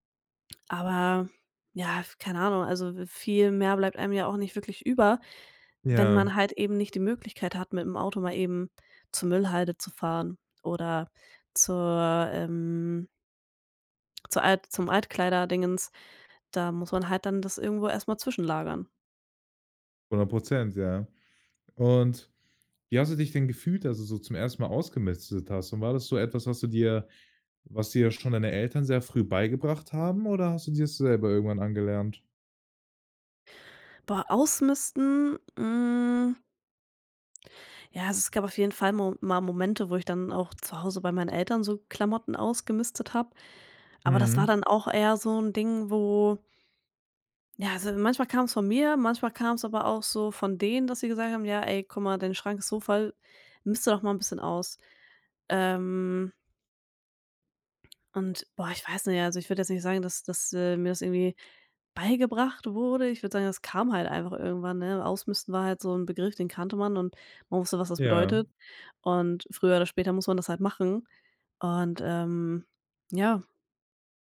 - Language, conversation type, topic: German, podcast, Wie gehst du beim Ausmisten eigentlich vor?
- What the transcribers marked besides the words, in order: none